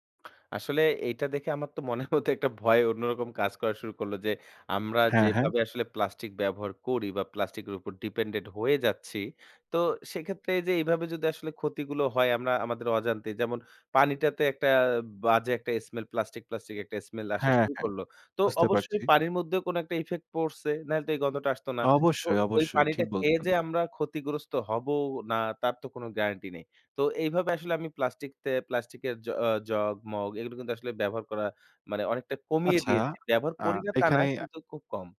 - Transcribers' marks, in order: laughing while speaking: "মনের মধ্যে"
- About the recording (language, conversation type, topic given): Bengali, podcast, প্লাস্টিকের ব্যবহার কমানোর সহজ উপায় কী কী?